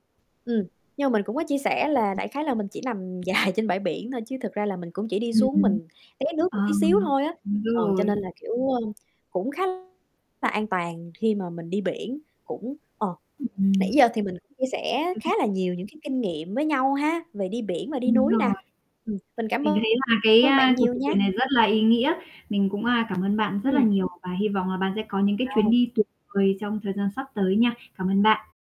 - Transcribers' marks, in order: static; other background noise; tapping; laughing while speaking: "dài"; distorted speech; other noise; unintelligible speech
- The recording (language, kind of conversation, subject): Vietnamese, unstructured, Bạn thích đi du lịch biển hay du lịch núi hơn?